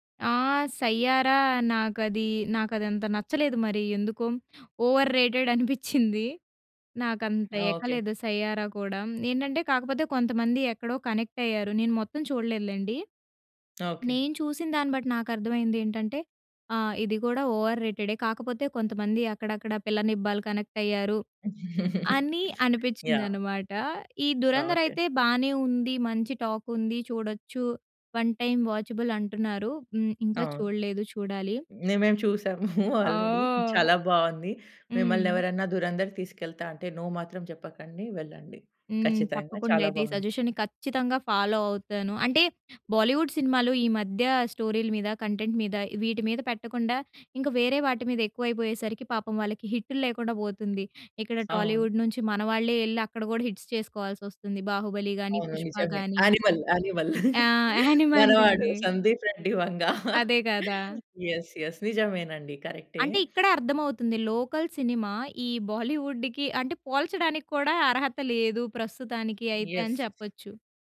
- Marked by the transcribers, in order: in English: "ఓవర్ రేటెడ్"; in English: "కనెక్ట్"; tapping; in English: "ఓవర్ రేటె‌డే"; in English: "కనెక్ట్"; chuckle; in English: "వన్ టైమ్ వాచబుల్"; chuckle; in English: "ఆల్రెడీ"; in English: "నో"; in English: "సజెషన్‌ని"; stressed: "ఖచ్చితంగా"; in English: "ఫాలో"; in English: "కంటెంట్"; in English: "హిట్‌స్"; chuckle; chuckle; in English: "యెస్! యెస్!"; in English: "లోకల్"; in English: "యెస్!"
- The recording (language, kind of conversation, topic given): Telugu, podcast, స్థానిక సినిమా మరియు బోలీవుడ్ సినిమాల వల్ల సమాజంపై పడుతున్న ప్రభావం ఎలా మారుతోందని మీకు అనిపిస్తుంది?